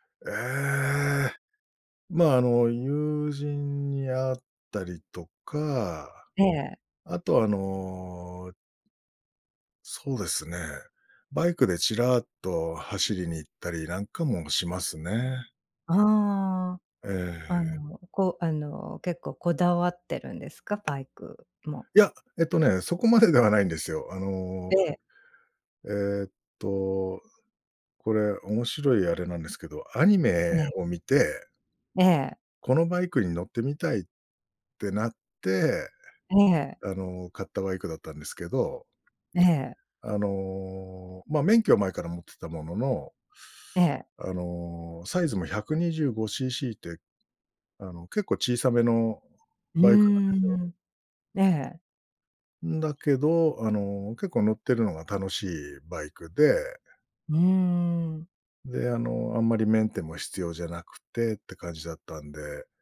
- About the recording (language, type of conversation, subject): Japanese, podcast, 休みの日はどんな風にリセットしてる？
- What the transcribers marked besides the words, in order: drawn out: "ええ"; drawn out: "あの"